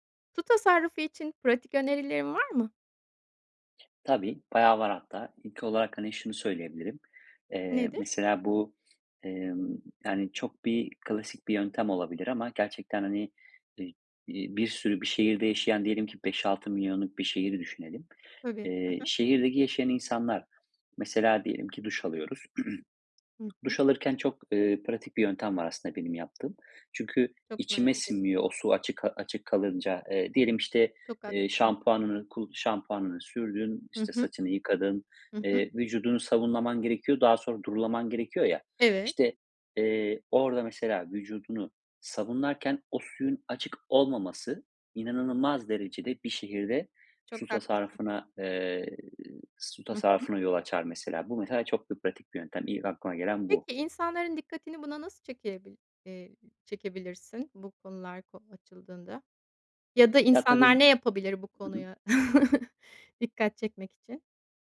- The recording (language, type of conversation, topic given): Turkish, podcast, Su tasarrufu için pratik önerilerin var mı?
- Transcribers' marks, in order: other background noise; throat clearing; chuckle